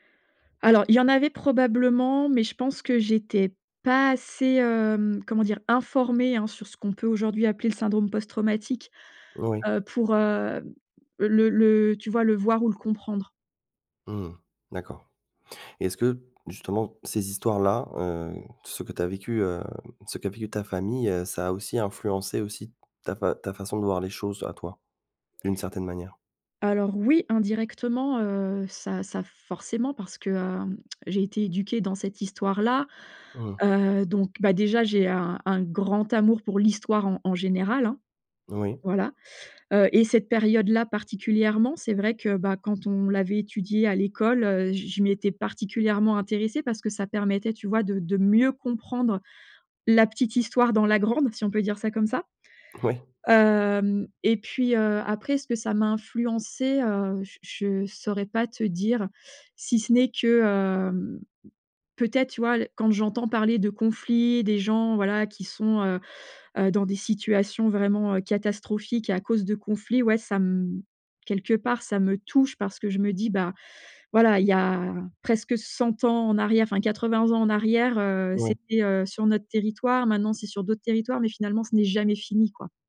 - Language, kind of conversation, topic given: French, podcast, Comment les histoires de guerre ou d’exil ont-elles marqué ta famille ?
- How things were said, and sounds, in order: other background noise; stressed: "mieux"; laughing while speaking: "Oui"